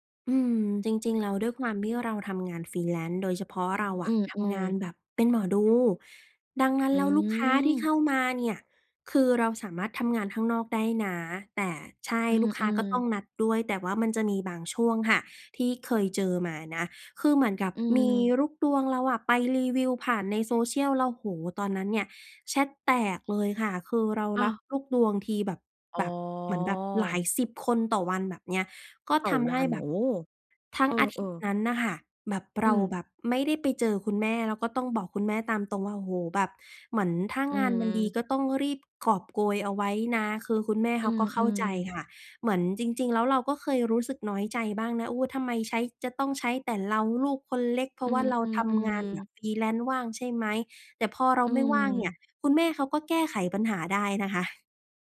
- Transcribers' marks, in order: in English: "freelance"; in English: "freelance"
- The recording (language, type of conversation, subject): Thai, podcast, จะจัดสมดุลงานกับครอบครัวอย่างไรให้ลงตัว?